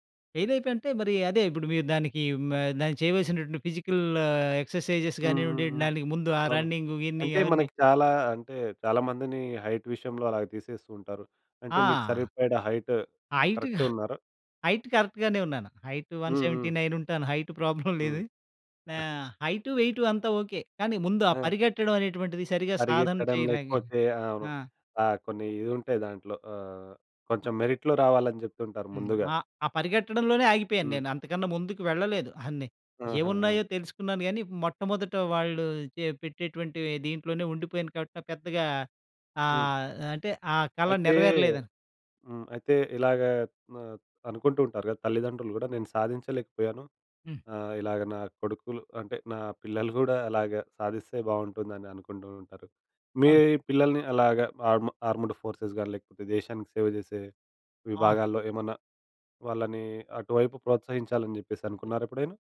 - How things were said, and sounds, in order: in English: "ఫెయిల్"; in English: "ఫిజికల్ ఎక్సర్సైజెస్"; in English: "రన్నింగ్"; in English: "హైట్"; in English: "హైట్"; in English: "హైట్"; in English: "హైట్ కరెక్ట్"; in English: "హైట్ వన్ సెవెంటీ నైన్"; in English: "హైట్ ప్రాబ్లమ్"; other noise; chuckle; in English: "మెరిట్‌లో"; in English: "ఆర్మ్డ్ ఫోర్సెస్"
- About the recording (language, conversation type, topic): Telugu, podcast, హాబీ వల్ల నీ జీవితం ఎలా మారింది?